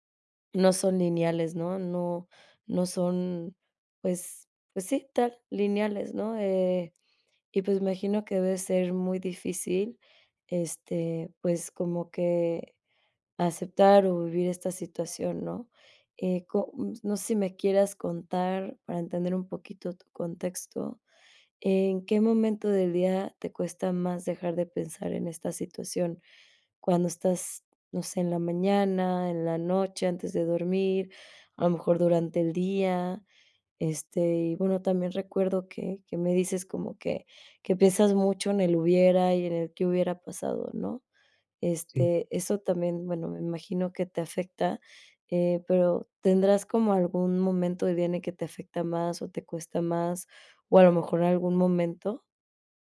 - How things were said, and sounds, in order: none
- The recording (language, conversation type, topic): Spanish, advice, ¿Cómo me afecta pensar en mi ex todo el día y qué puedo hacer para dejar de hacerlo?